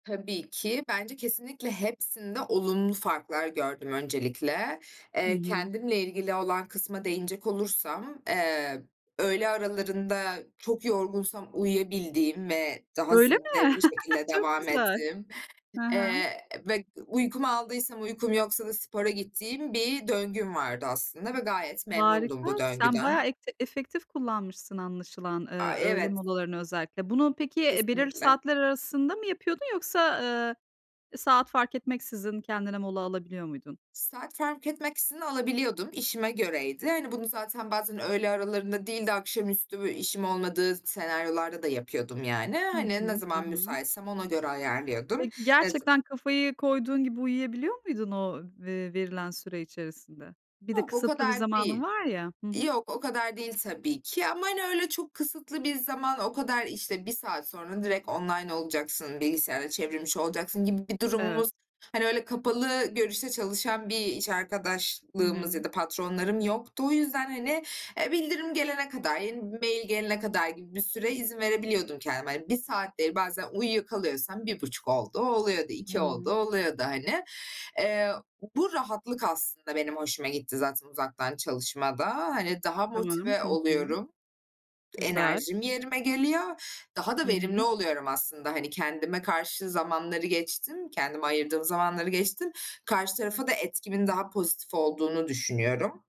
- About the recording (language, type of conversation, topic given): Turkish, podcast, Uzaktan çalışma gelecekte nasıl bir norm haline gelebilir?
- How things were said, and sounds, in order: other background noise; chuckle